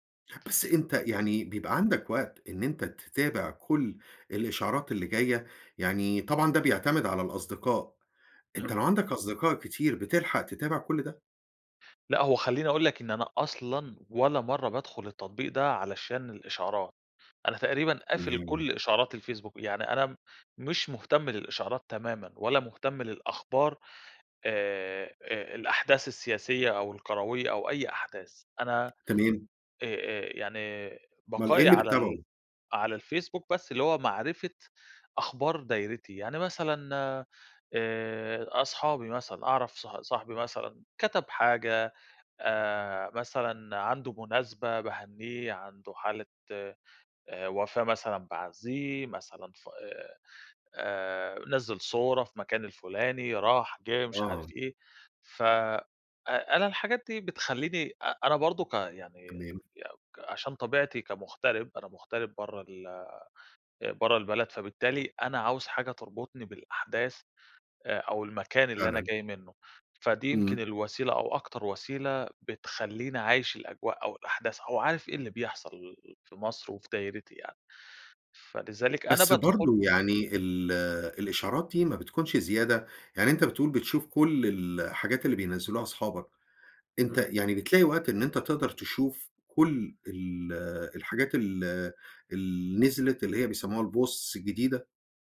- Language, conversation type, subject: Arabic, podcast, سؤال باللهجة المصرية عن أكتر تطبيق بيُستخدم يوميًا وسبب استخدامه
- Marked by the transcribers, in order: tapping; unintelligible speech; in English: "الposts"